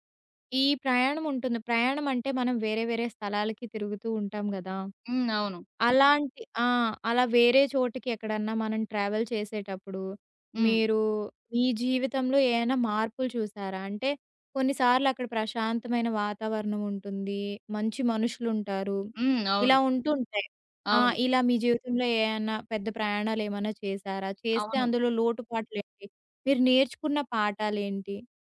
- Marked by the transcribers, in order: other background noise; in English: "ట్రావెల్"
- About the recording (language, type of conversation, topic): Telugu, podcast, మీ జీవితాన్ని పూర్తిగా మార్చిన ప్రయాణం ఏది?